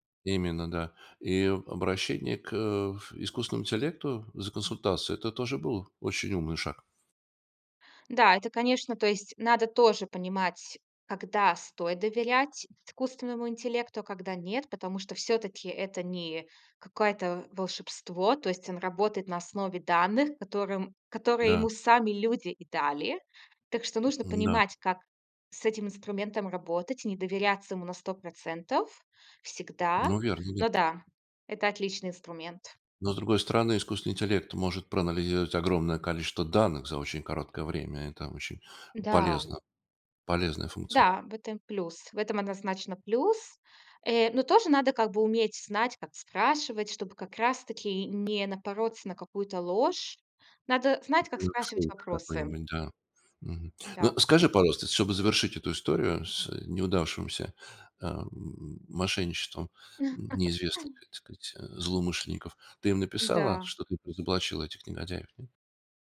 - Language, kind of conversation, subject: Russian, podcast, Как ты проверяешь новости в интернете и где ищешь правду?
- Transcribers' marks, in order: tapping; other background noise; unintelligible speech; chuckle